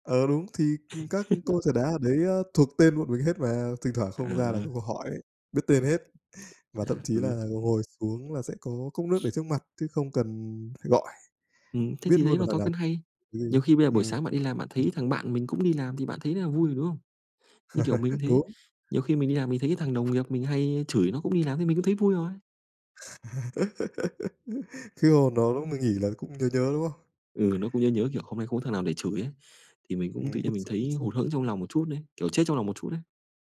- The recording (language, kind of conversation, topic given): Vietnamese, unstructured, Điều gì trong những thói quen hằng ngày khiến bạn cảm thấy hạnh phúc?
- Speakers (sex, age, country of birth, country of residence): male, 25-29, Vietnam, Vietnam; male, 25-29, Vietnam, Vietnam
- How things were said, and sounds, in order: laugh; other background noise; tapping; laugh; laugh